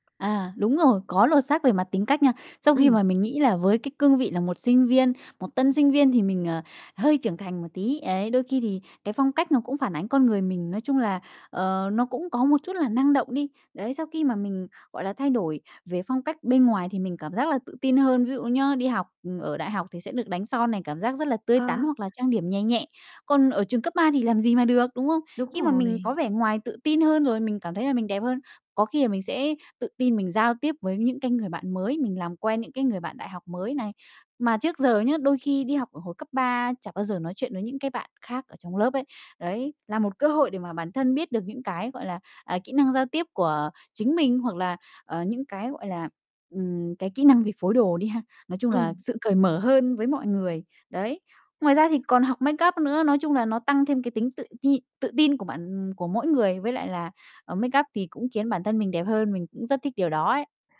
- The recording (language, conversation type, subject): Vietnamese, podcast, Bạn có thể kể về một lần “lột xác” đáng nhớ của mình không?
- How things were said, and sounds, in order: in English: "make up"; other background noise; in English: "make up"